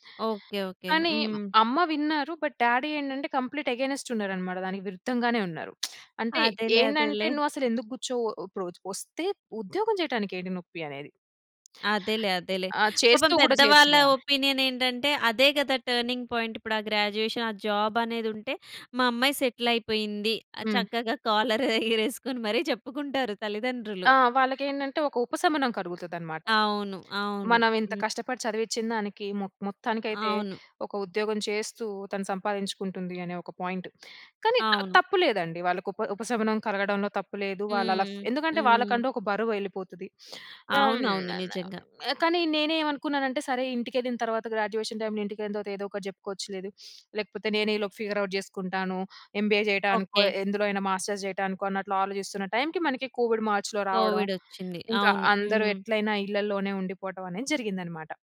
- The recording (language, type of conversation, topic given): Telugu, podcast, స్నేహితులు, కుటుంబంతో కలిసి ఉండటం మీ మానసిక ఆరోగ్యానికి ఎలా సహాయపడుతుంది?
- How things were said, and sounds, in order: in English: "బట్ డ్యాడీ"; in English: "కంప్లీట్ అగైన్స్ట్"; tsk; in English: "ఒపీనియన్"; in English: "టర్నింగ్ పాయింట్"; in English: "గ్రాడ్యుయేషన్"; in English: "జాబ్"; in English: "సెటిల్"; laughing while speaking: "కాలర్ ఎగరేసుకొని మరి చెప్పుకుంటారు తల్లిదండ్రులు"; in English: "కాలర్"; in English: "పాయింట్"; sniff; in English: "గ్రాడ్యుయేషన్ టైమ్‌లో"; sniff; in English: "ఫిగర్ ఔట్"; in English: "ఎంబీఏ"; in English: "మాస్టర్స్"; in English: "కోవిడ్"